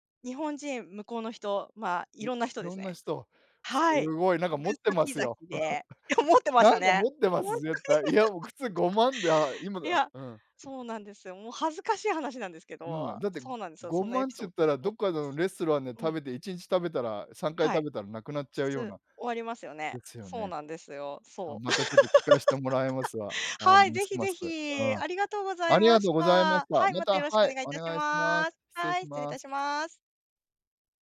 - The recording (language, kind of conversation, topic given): Japanese, unstructured, 旅行先で思いがけない出会いをしたことはありますか？
- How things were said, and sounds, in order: chuckle; laughing while speaking: "ほんとに"; laugh; laugh